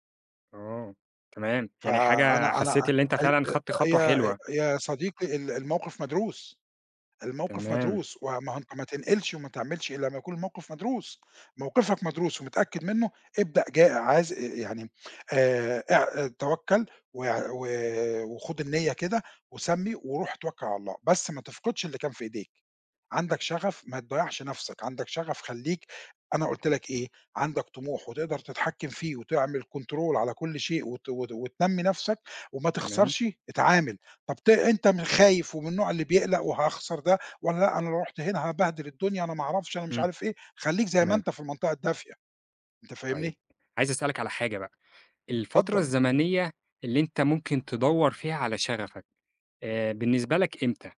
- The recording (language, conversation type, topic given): Arabic, podcast, إزاي تختار بين شغفك وبين شغلانة ثابتة؟
- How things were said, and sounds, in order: in English: "كنترول"